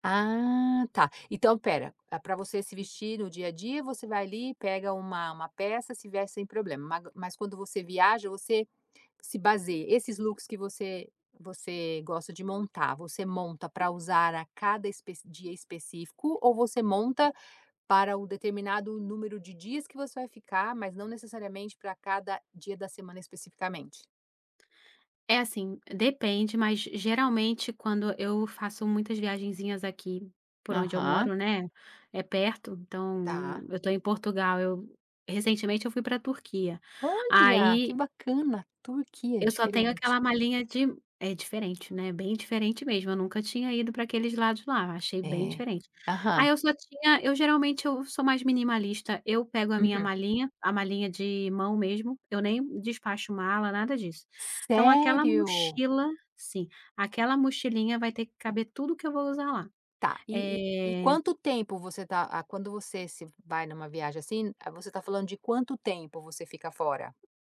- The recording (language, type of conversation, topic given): Portuguese, podcast, O que te inspira na hora de se vestir?
- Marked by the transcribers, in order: other noise; tapping